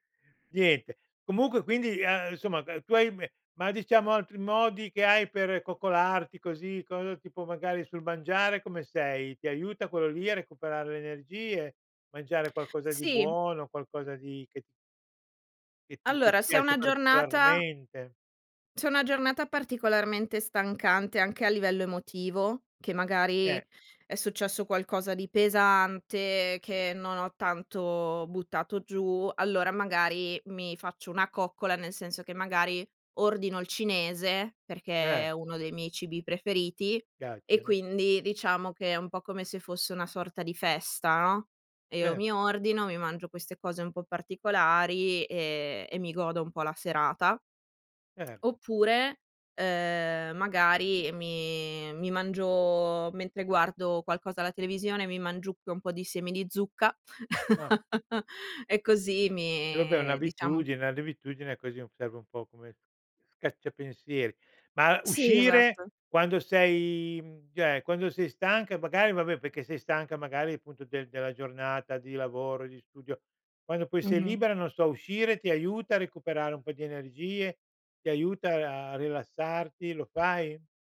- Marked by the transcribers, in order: lip smack; chuckle; other background noise
- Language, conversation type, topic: Italian, podcast, Come fai a recuperare le energie dopo una giornata stancante?